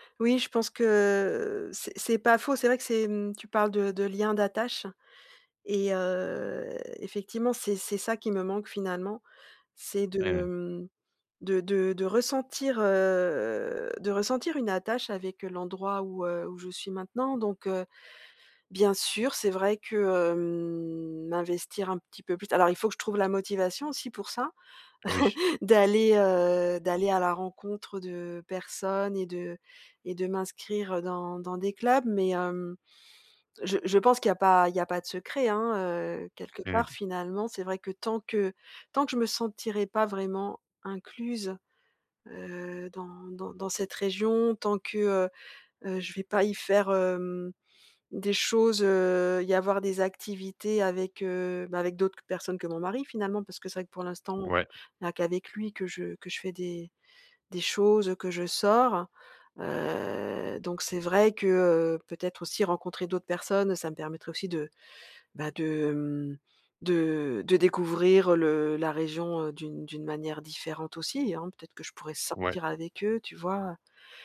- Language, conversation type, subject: French, advice, Comment retrouver durablement la motivation quand elle disparaît sans cesse ?
- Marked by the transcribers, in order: chuckle